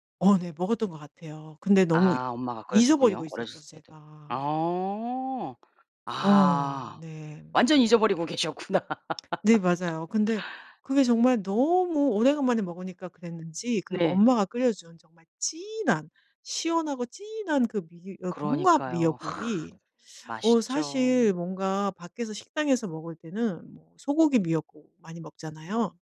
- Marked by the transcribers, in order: other background noise; laughing while speaking: "계셨구나"; laugh; other noise
- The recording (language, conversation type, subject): Korean, podcast, 가족에게서 대대로 전해 내려온 음식이나 조리법이 있으신가요?